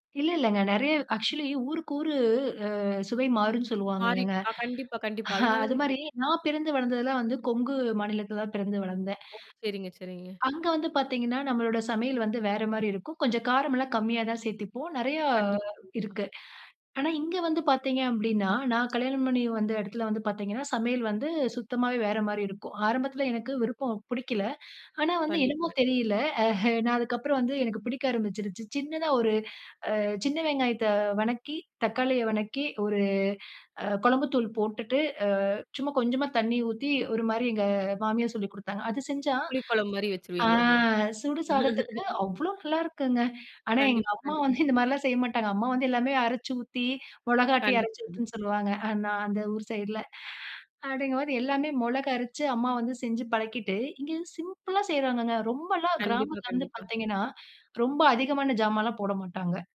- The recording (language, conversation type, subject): Tamil, podcast, நாட்டுப்புற வாழ்க்கைமுறையும் நகர வாழ்க்கைமுறையும் உங்களுக்கு எந்த விதங்களில் வேறுபடுகின்றன?
- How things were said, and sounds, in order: in English: "ஆக்சுவலி"; chuckle; drawn out: "நிறையா"; other background noise; "பிடிக்கல" said as "புடிக்கல"; chuckle; "வதக்கி" said as "வணக்கி"; "வதக்கி" said as "வணக்கி"; laugh; chuckle; "மிளகு அரச்சு" said as "மொளகரச்சு"; "சாமான்லாம்" said as "ஜாமானலாம்"